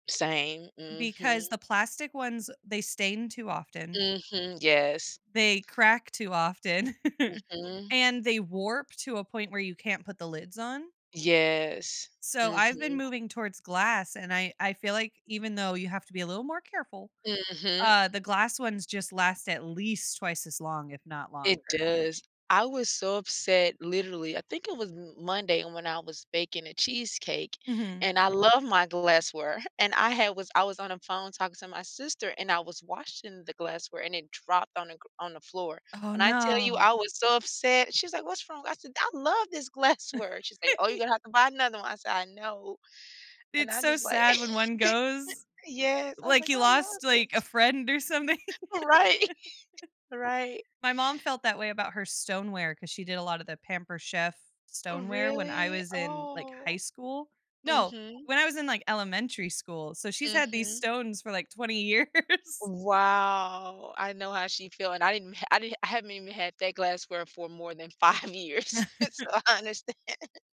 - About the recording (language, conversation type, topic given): English, unstructured, What habits or choices lead to food being wasted in our homes?
- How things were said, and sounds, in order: other background noise; chuckle; background speech; laughing while speaking: "glassware"; chuckle; tapping; laugh; laughing while speaking: "something"; laugh; laughing while speaking: "Right"; chuckle; drawn out: "Wow"; laughing while speaking: "years"; laughing while speaking: "five years, so I understand"; chuckle